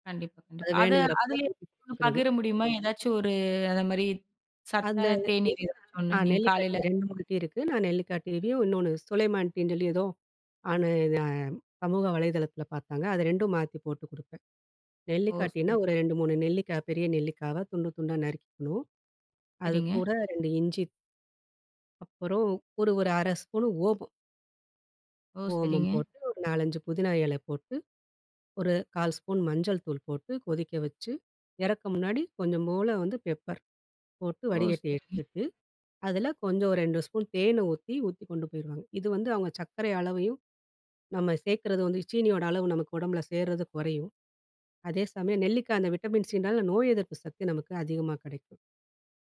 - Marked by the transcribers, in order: anticipating: "அதை அதிலேயே, பகிர முடியுமா? ஏதாச்சும் … ஒண்ணு நீங்க காலைல"; drawn out: "ஒரு"; unintelligible speech; "கொஞ்சம்போல" said as "கொஞ்சம்மோல"; in English: "விட்டமின் சினால"
- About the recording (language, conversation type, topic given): Tamil, podcast, உங்கள் வீட்டில் காலை வழக்கம் எப்படி தொடங்குகிறது?